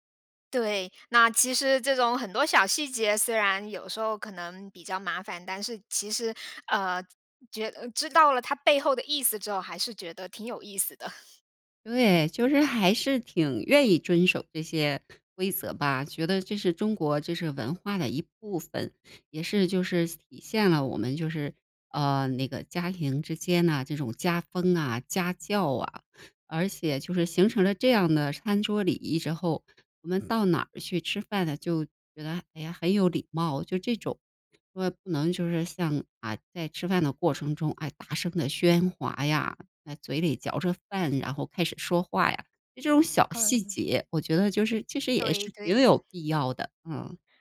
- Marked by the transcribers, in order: laughing while speaking: "的"; chuckle; "遵守" said as "谆守"; other noise; chuckle
- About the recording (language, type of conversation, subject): Chinese, podcast, 你们家平时有哪些日常习俗？